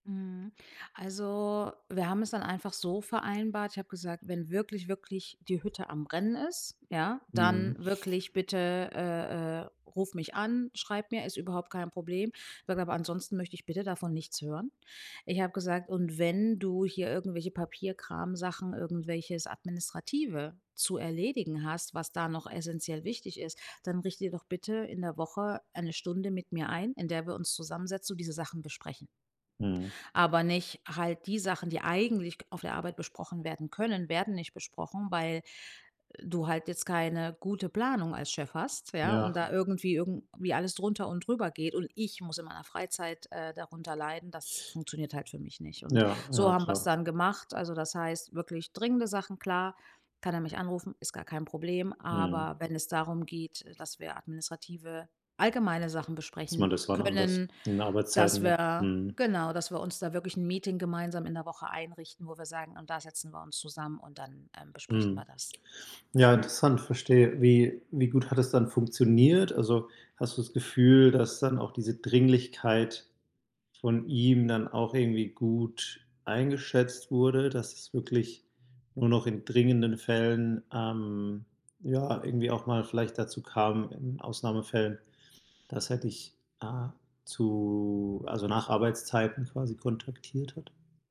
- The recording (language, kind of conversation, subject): German, podcast, Wie gehst du mit Nachrichten außerhalb der Arbeitszeit um?
- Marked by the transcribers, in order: unintelligible speech